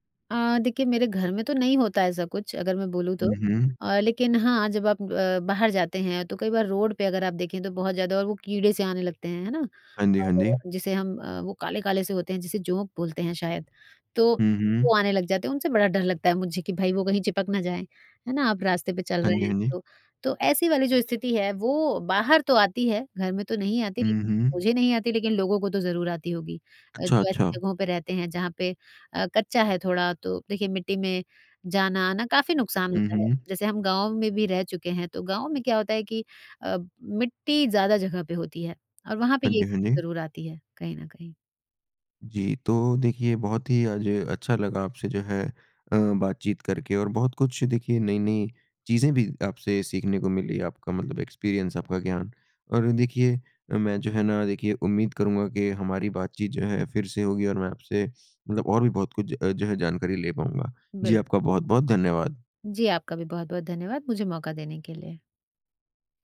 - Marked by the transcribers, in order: tapping; in English: "एक्सपीरियंस"
- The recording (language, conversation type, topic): Hindi, podcast, मॉनसून आपको किस तरह प्रभावित करता है?